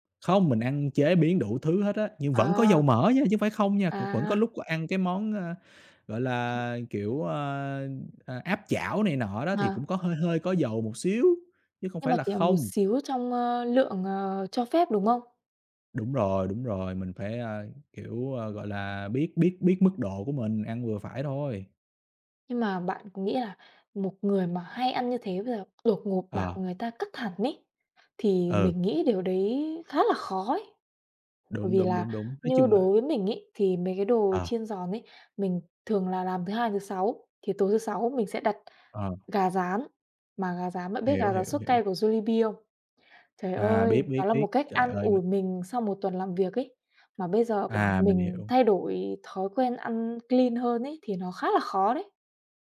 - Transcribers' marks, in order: tapping; other background noise; in English: "clean"
- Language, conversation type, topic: Vietnamese, unstructured, Bạn nghĩ sao về việc ăn quá nhiều đồ chiên giòn có thể gây hại cho sức khỏe?